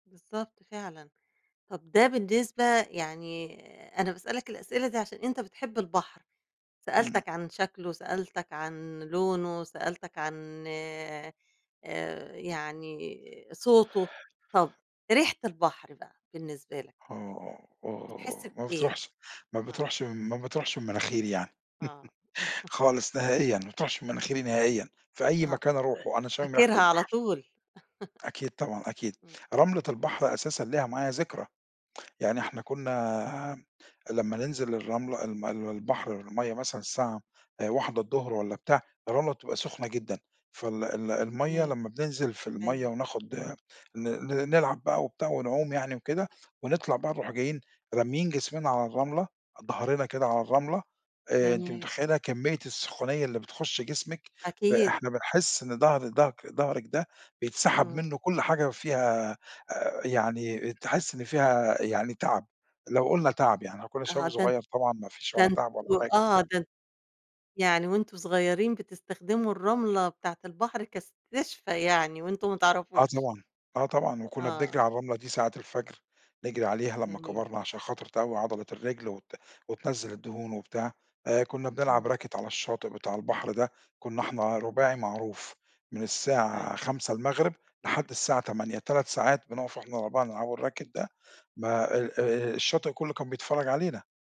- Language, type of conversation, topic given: Arabic, podcast, إحكيلي عن مكان طبيعي أثّر فيك؟
- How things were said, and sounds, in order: chuckle; laugh; laugh; in English: "racket"; in English: "الracket"